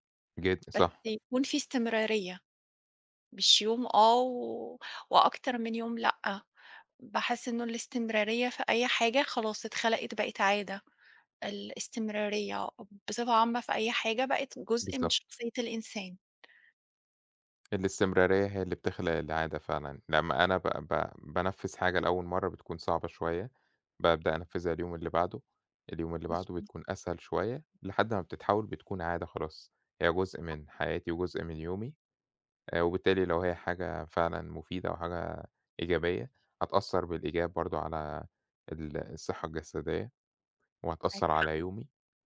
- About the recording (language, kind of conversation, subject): Arabic, unstructured, إزاي بتحافظ على صحتك الجسدية كل يوم؟
- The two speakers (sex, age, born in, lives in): female, 40-44, Egypt, Portugal; male, 30-34, Egypt, Spain
- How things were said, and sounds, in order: tapping; other noise